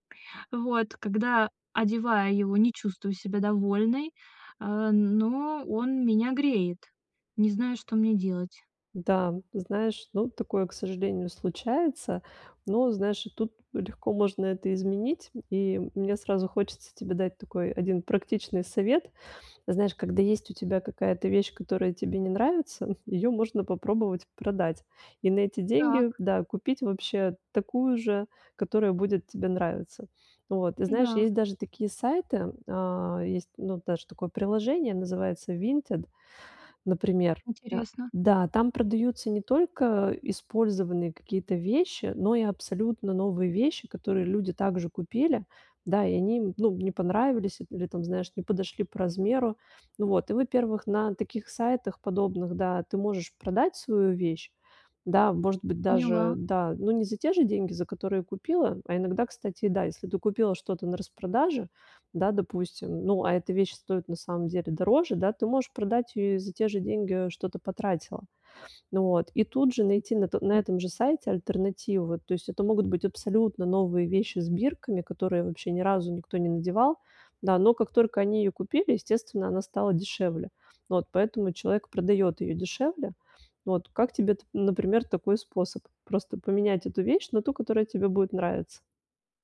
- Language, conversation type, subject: Russian, advice, Как принять то, что у меня уже есть, и быть этим довольным?
- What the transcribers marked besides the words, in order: none